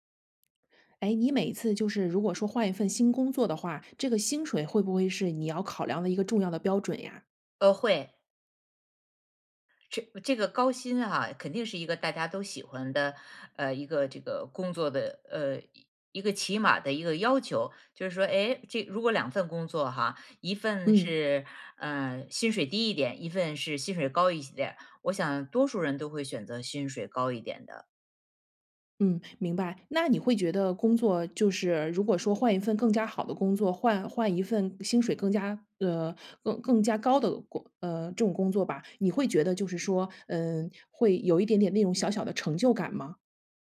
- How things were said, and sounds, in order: other background noise; tapping
- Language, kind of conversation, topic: Chinese, podcast, 你觉得成功一定要高薪吗？